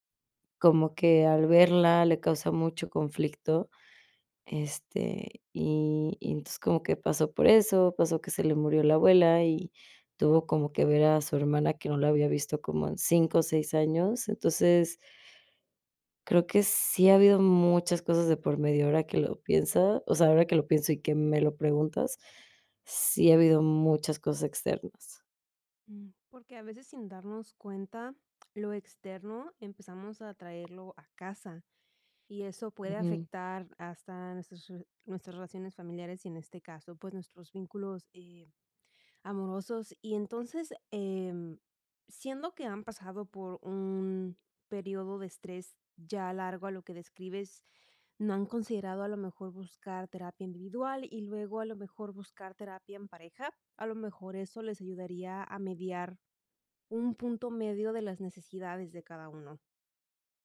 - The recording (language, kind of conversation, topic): Spanish, advice, ¿Cómo puedo manejar un conflicto de pareja cuando uno quiere quedarse y el otro quiere regresar?
- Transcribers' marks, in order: none